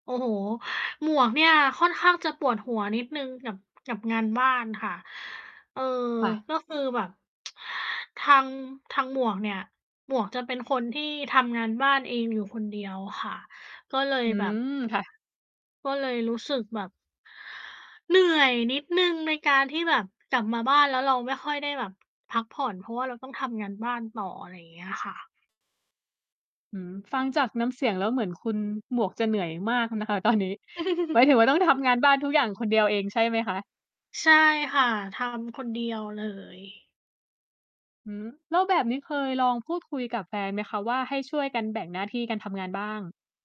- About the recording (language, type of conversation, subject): Thai, unstructured, คุณรู้สึกอย่างไรเมื่อคนในบ้านไม่ช่วยทำงานบ้าน?
- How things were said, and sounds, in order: tsk; laughing while speaking: "ตอนนี้"; chuckle; other background noise; distorted speech